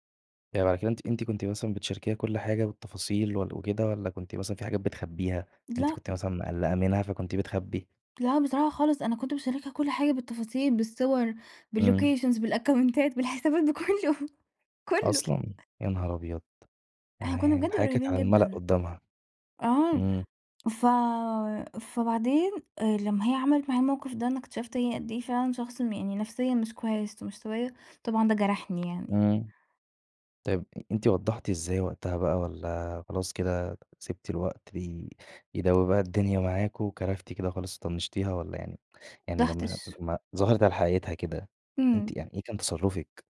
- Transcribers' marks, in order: tapping; in English: "بالlocations، بالأكونتات"; laughing while speaking: "بالحسابات بكُلّه، كُلّه"; other noise; unintelligible speech
- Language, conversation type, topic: Arabic, podcast, إزاي بتحافظ على صداقتك رغم الانشغال؟